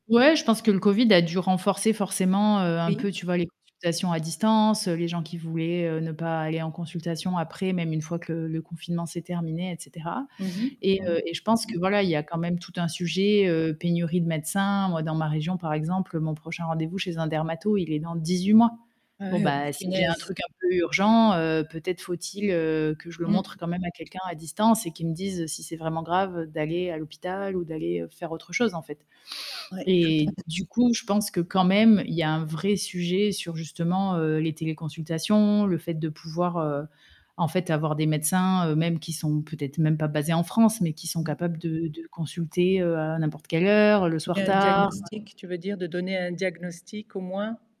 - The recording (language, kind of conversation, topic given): French, podcast, Comment vois-tu l’avenir de la santé à distance ?
- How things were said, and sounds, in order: static; distorted speech; unintelligible speech; tapping; other background noise; sniff